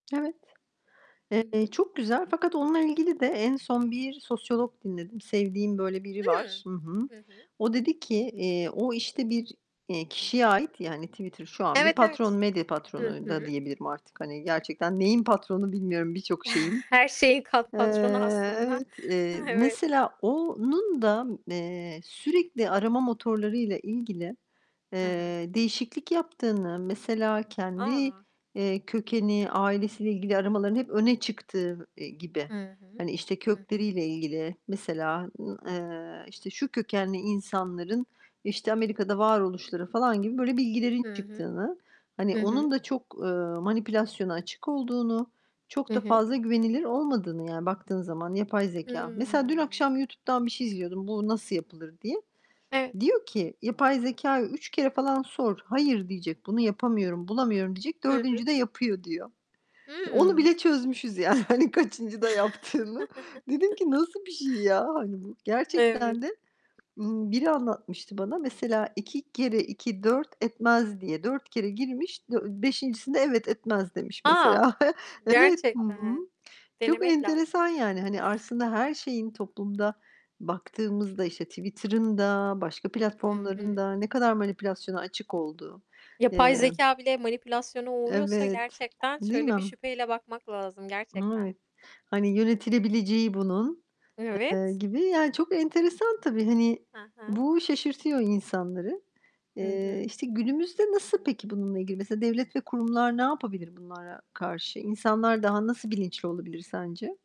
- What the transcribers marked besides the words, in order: distorted speech; other background noise; chuckle; chuckle; laughing while speaking: "yani, hani, kaçıncıda yaptığını"; tapping; mechanical hum; chuckle; "aslında" said as "arslında"
- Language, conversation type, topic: Turkish, unstructured, Sahte haberler toplumda güvensizlik yaratıyor mu?